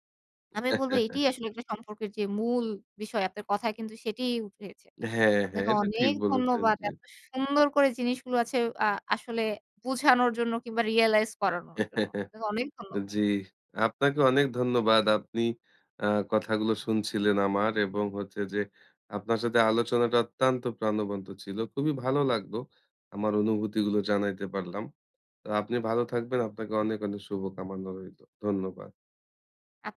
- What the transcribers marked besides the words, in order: giggle; tapping; giggle
- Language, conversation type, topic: Bengali, podcast, সম্পর্কের জন্য আপনি কতটা ত্যাগ করতে প্রস্তুত?